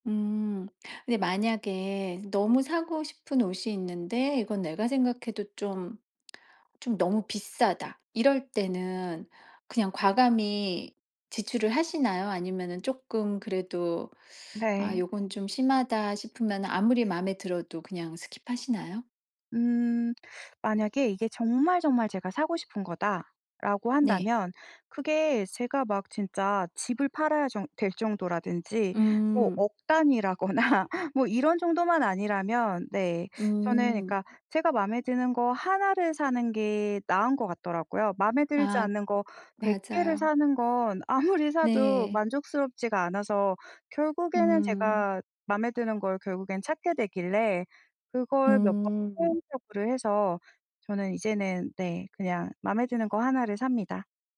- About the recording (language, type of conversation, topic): Korean, podcast, 예산이 제한될 때 옷을 고르는 기준은 무엇인가요?
- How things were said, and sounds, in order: teeth sucking; teeth sucking; laughing while speaking: "억 단위라거나"